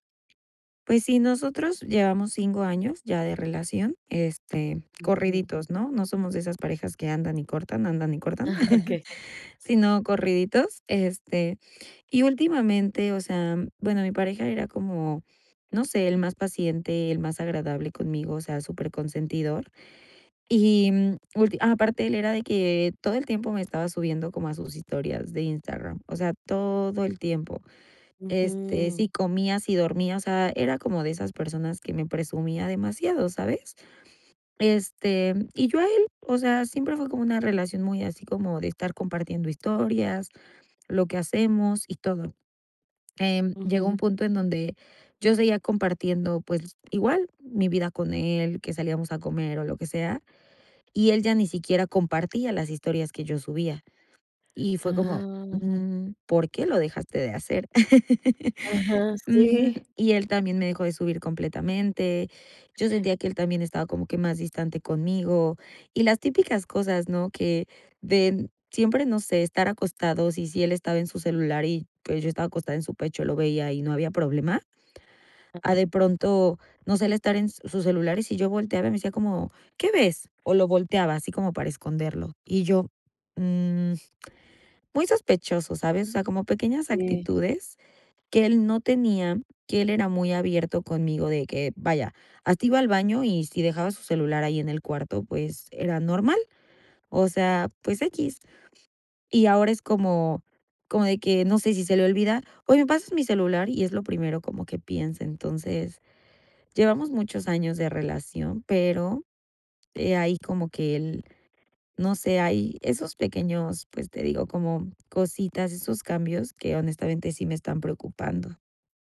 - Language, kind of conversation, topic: Spanish, advice, ¿Cómo puedo decidir si debo terminar una relación de larga duración?
- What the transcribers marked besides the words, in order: other background noise; laughing while speaking: "Ah"; chuckle; laugh; laughing while speaking: "sí"